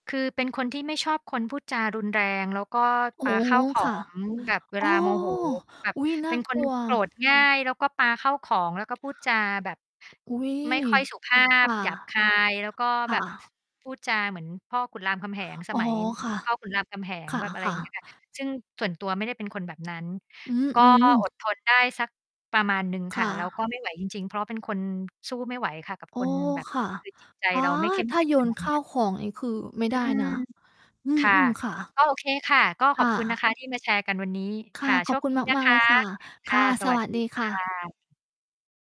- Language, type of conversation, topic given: Thai, unstructured, คุณคิดว่าการให้อภัยช่วยแก้ปัญหาความขัดแย้งได้ไหม?
- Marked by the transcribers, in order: static; other background noise; distorted speech; tapping; mechanical hum